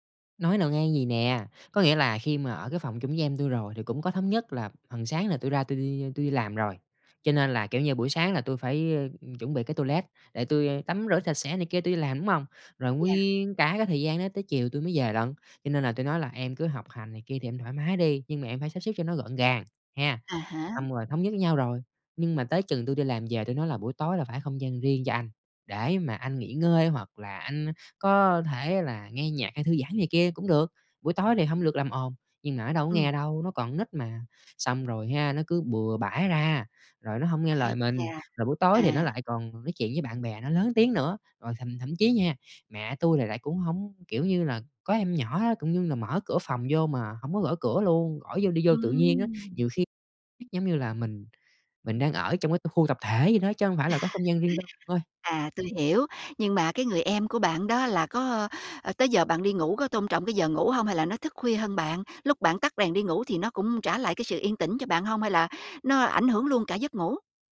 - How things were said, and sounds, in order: tapping; chuckle
- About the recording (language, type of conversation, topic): Vietnamese, advice, Làm thế nào để đối phó khi gia đình không tôn trọng ranh giới cá nhân khiến bạn bực bội?